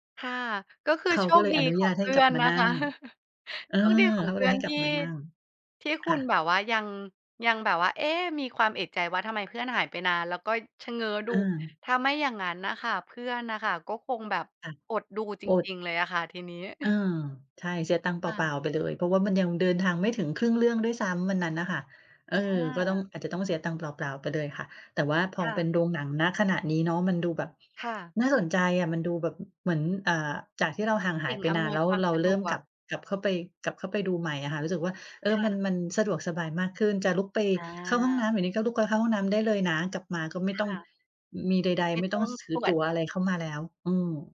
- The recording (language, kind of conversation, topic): Thai, podcast, การดูหนังในโรงกับดูที่บ้านต่างกันยังไงสำหรับคุณ?
- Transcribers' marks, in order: chuckle; chuckle